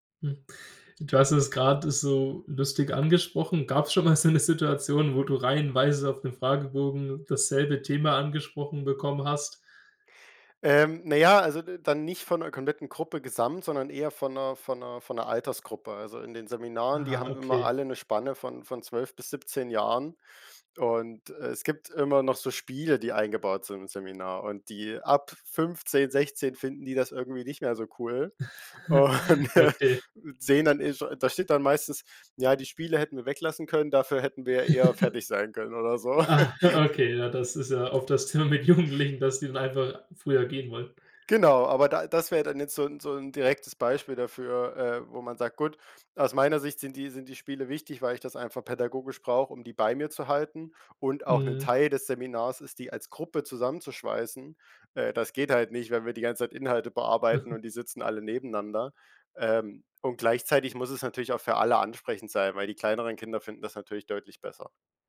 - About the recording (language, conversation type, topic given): German, podcast, Wie kannst du Feedback nutzen, ohne dich kleinzumachen?
- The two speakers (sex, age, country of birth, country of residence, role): male, 18-19, Germany, Germany, guest; male, 20-24, Germany, Germany, host
- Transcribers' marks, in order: laughing while speaking: "so 'ne Situation"; chuckle; laughing while speaking: "und"; unintelligible speech; laugh; laughing while speaking: "okay"; laughing while speaking: "Thema mit Jugendlichen"; laugh; other background noise; chuckle